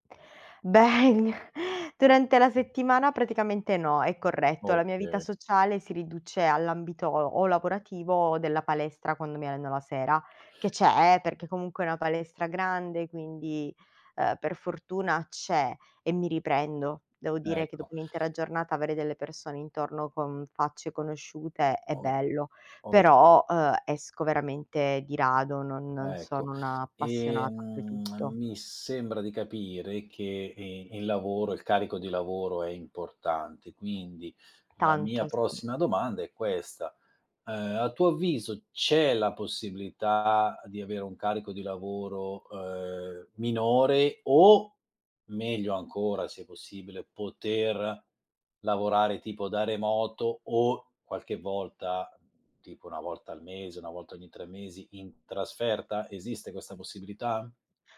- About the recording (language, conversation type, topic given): Italian, advice, Come mai, tornando ai vecchi ritmi, ti ritrovi più stressato?
- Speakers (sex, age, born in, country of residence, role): female, 30-34, Italy, Italy, user; male, 50-54, Italy, Italy, advisor
- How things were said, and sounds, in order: "Beh" said as "Begn"; tapping; other background noise; lip smack; stressed: "o"